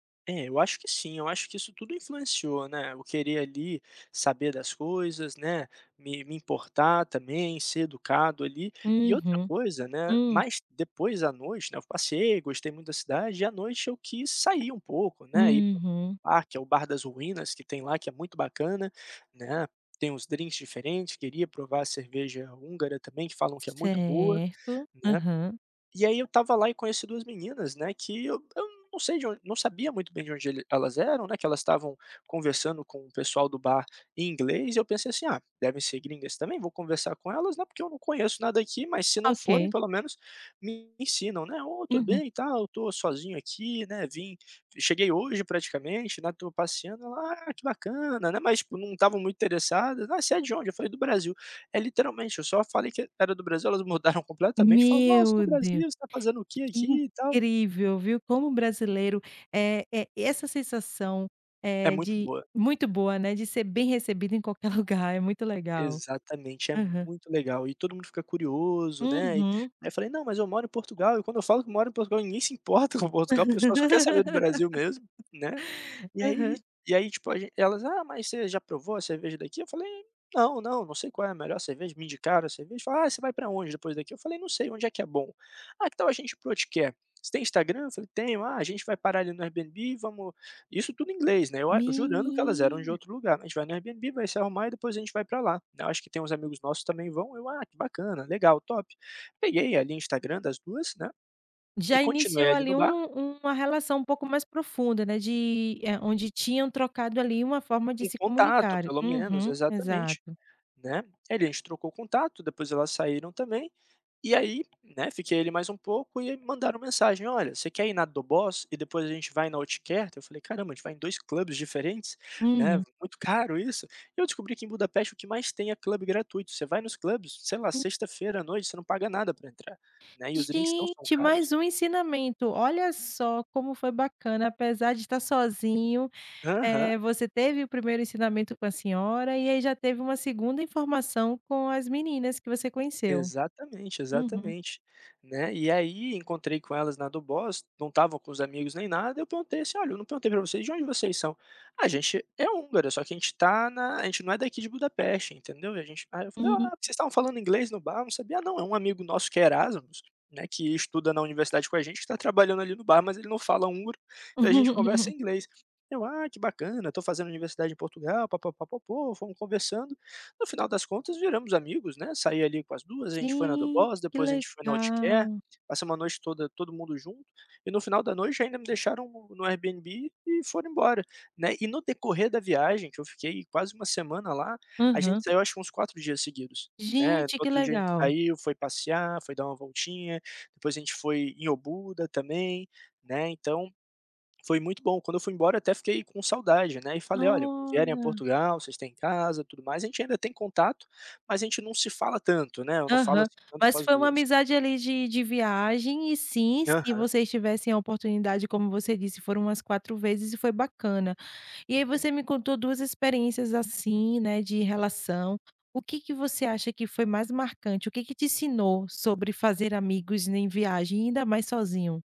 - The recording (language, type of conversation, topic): Portuguese, podcast, O que viajar te ensinou sobre fazer amigos?
- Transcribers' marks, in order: tapping; other background noise; chuckle; chuckle; laugh; in English: "top"; in English: "clubs"; in English: "club"; in English: "clubs"; laugh